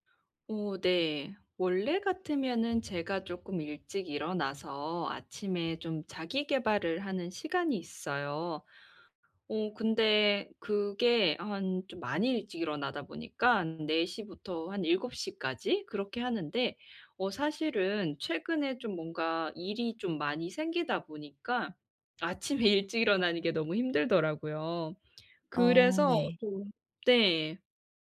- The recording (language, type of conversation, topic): Korean, advice, 저녁에 마음을 가라앉히는 일상을 어떻게 만들 수 있을까요?
- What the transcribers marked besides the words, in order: laughing while speaking: "아침에 일찍 일어나는 게"